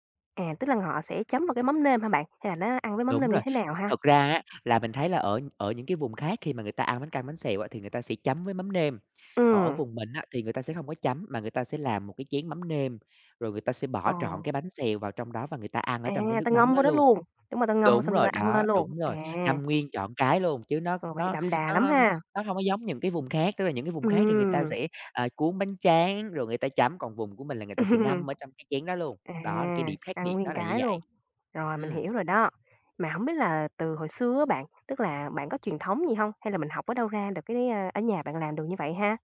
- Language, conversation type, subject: Vietnamese, podcast, Món ăn quê hương nào khiến bạn xúc động nhất?
- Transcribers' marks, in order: tapping; other background noise; laugh